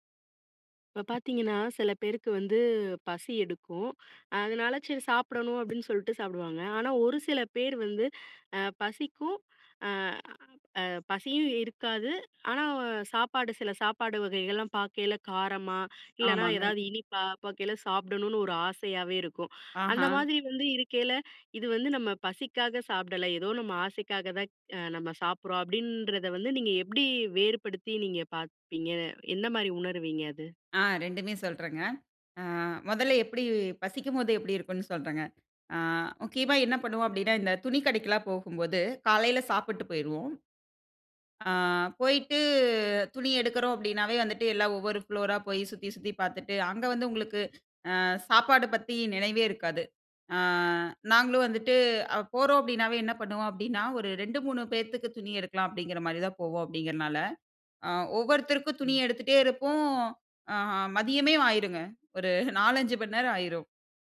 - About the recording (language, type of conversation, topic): Tamil, podcast, பசியா அல்லது உணவுக்கான ஆசையா என்பதை எப்படி உணர்வது?
- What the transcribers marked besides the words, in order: other background noise; unintelligible speech; drawn out: "போயிட்டு"; in English: "ஃப்ளோர்"